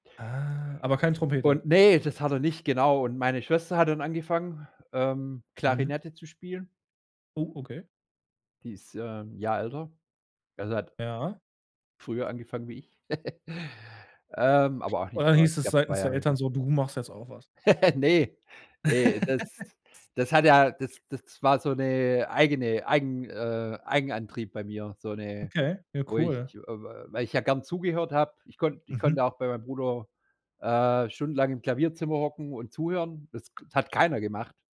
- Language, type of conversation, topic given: German, podcast, Welche Erlebnisse aus der Kindheit prägen deine Kreativität?
- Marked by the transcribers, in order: surprised: "Oh"; giggle; laugh; other background noise